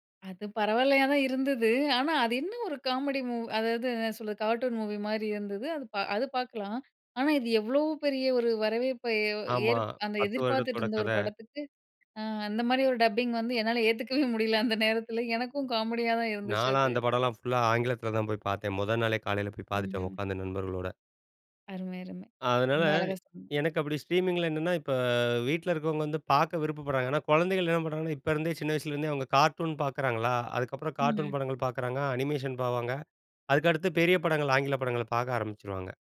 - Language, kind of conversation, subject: Tamil, podcast, தியேட்டர்களை விட ஸ்ட்ரீமிங்கில் முதன்மையாக வெளியிடுவது திரைப்படங்களுக்கு என்ன தாக்கத்தை ஏற்படுத்துகிறது?
- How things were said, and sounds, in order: laughing while speaking: "ஏத்துக்கவே முடியல"